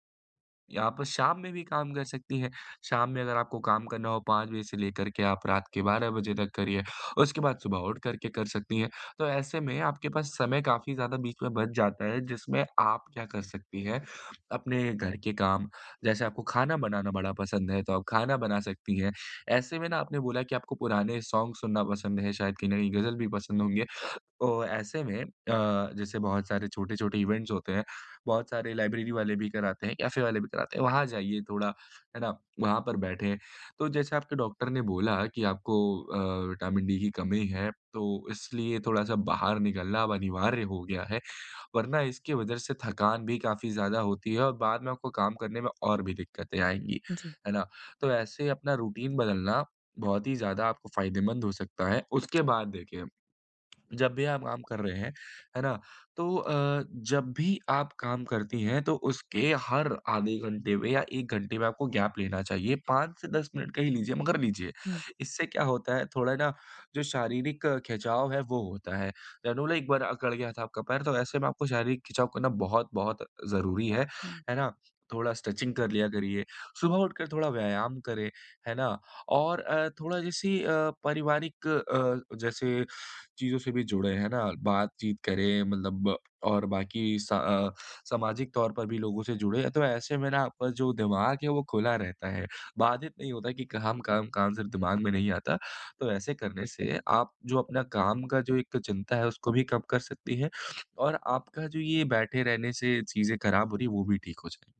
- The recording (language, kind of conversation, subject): Hindi, advice, मैं लंबे समय तक बैठा रहता हूँ—मैं अपनी रोज़मर्रा की दिनचर्या में गतिविधि कैसे बढ़ाऊँ?
- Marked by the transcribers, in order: in English: "सॉन्ग"; in English: "इवेंट्स"; in English: "रूटीन"; tapping; in English: "गैप"; in English: "स्ट्रेचिंग"